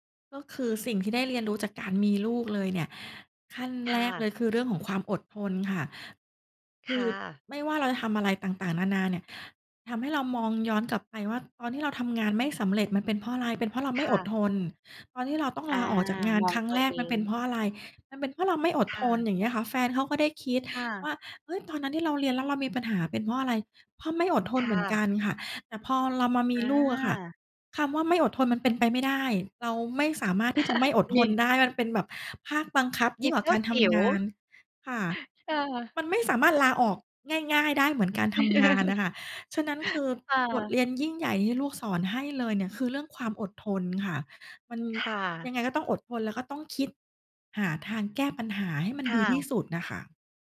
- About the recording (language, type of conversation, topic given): Thai, podcast, บทเรียนสำคัญที่สุดที่การเป็นพ่อแม่สอนคุณคืออะไร เล่าให้ฟังได้ไหม?
- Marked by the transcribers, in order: other background noise; chuckle; chuckle